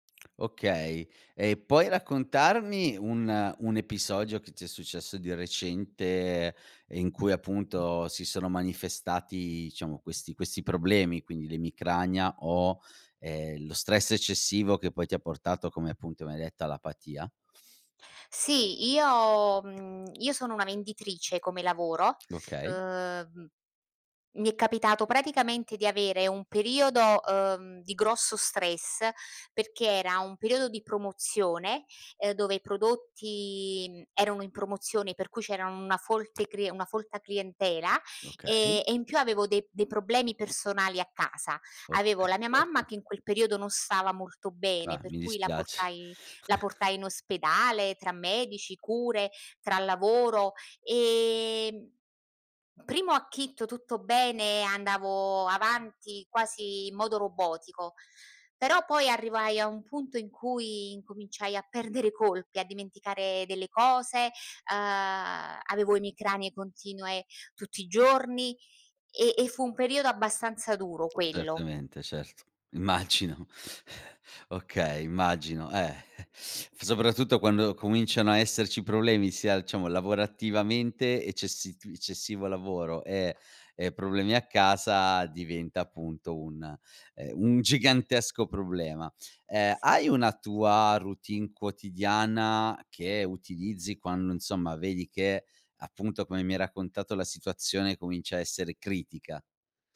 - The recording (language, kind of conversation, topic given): Italian, podcast, Come gestisci lo stress nella vita di tutti i giorni?
- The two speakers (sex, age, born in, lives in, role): female, 55-59, Italy, Italy, guest; male, 40-44, Italy, Italy, host
- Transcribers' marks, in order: "diciamo" said as "ciamo"; other background noise; tapping; breath; "acchito" said as "acchitto"; breath; chuckle; "diciamo" said as "ciamo"